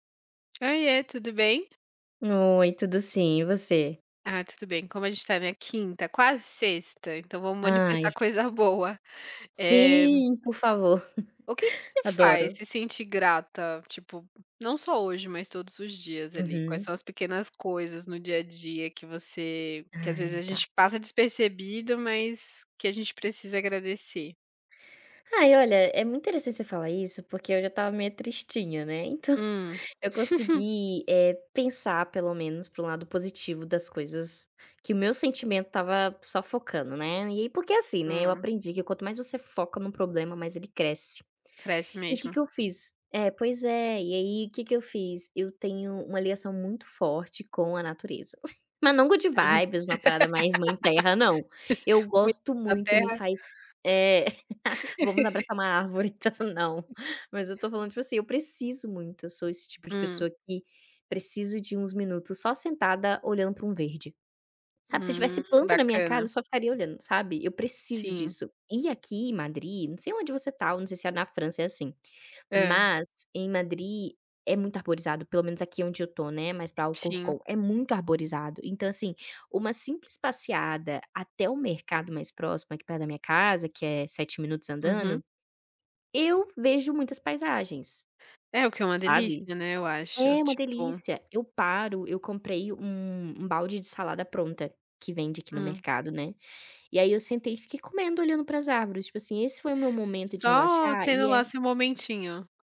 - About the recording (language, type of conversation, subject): Portuguese, unstructured, O que faz você se sentir grato hoje?
- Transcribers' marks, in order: tapping; laugh; chuckle; chuckle; in English: "good vibes"; laugh; laugh; unintelligible speech; laugh